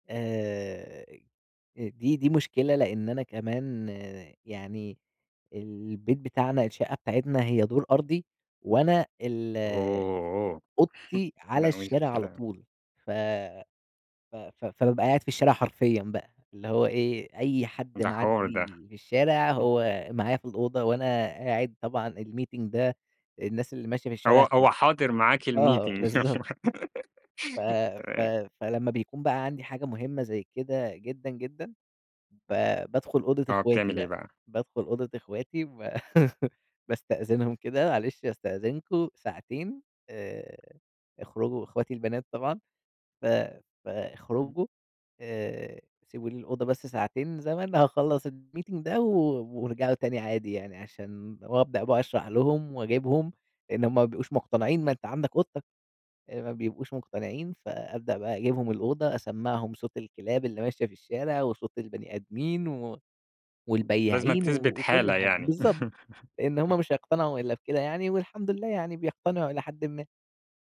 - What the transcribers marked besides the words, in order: in English: "Oh"; chuckle; in English: "الmeeting"; in English: "الmeeting"; laugh; laugh; in English: "الmeeting"
- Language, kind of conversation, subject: Arabic, podcast, إيه رأيك في الشغل من البيت؟